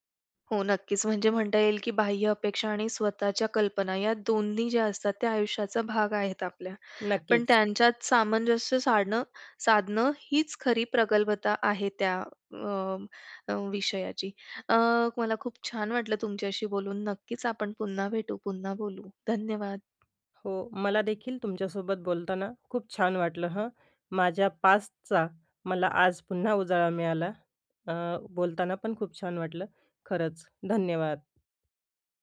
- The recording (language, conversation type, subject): Marathi, podcast, बाह्य अपेक्षा आणि स्वतःच्या कल्पनांमध्ये सामंजस्य कसे साधावे?
- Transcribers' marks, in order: tapping; in English: "पास्टचा"